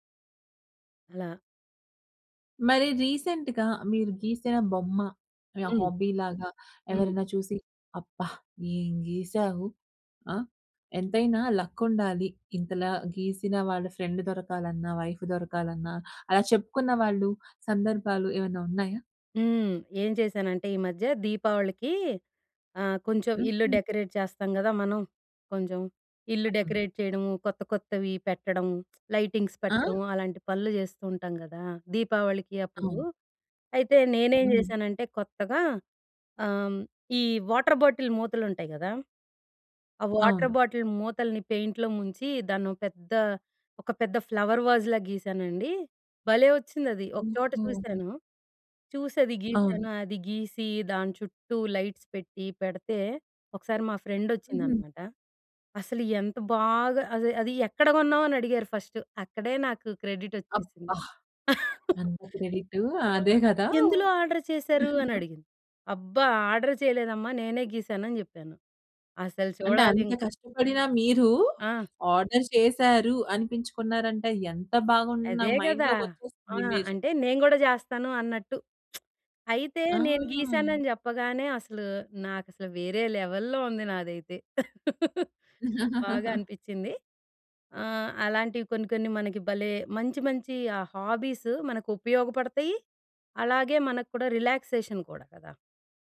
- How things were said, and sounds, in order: in English: "రీసెంట్‌గా"; in English: "హాబీ"; in English: "లక్"; in English: "ఫ్రెండ్"; in English: "వైఫ్"; in English: "డెకరేట్"; in English: "డెకరేట్"; tapping; in English: "లైటింగ్స్"; in English: "వాటర్ బాటిల్"; in English: "వాటర్ బాటిల్"; in English: "పెయింట్‌లో"; in English: "ఫ్లవర్ వాజ్‌లా"; in English: "లైట్స్"; in English: "ఫస్ట్"; laugh; in English: "ఆర్డర్"; chuckle; in English: "ఆర్డర్"; other background noise; in English: "ఆర్డర్"; in English: "ఇమేజ్"; lip smack; in English: "లెవెల్‌ల్లో"; laugh; in English: "హాబీస్"; in English: "రిలాక్సేషన్"
- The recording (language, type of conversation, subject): Telugu, podcast, పని, వ్యక్తిగత జీవితం రెండింటిని సమతుల్యం చేసుకుంటూ మీ హాబీకి సమయం ఎలా దొరకబెట్టుకుంటారు?